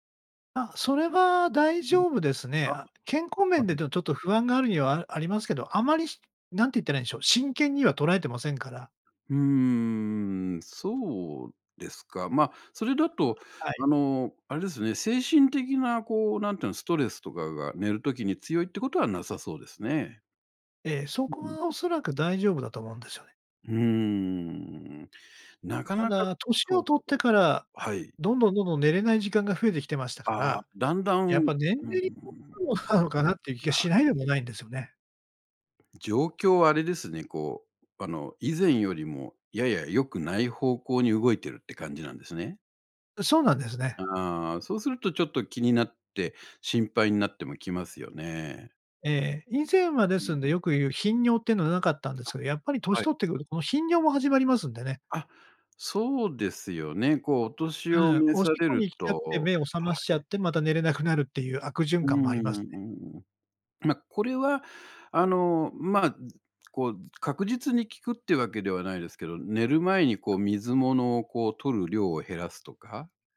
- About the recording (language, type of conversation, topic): Japanese, advice, 夜に何時間も寝つけないのはどうすれば改善できますか？
- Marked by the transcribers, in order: unintelligible speech; tapping; other noise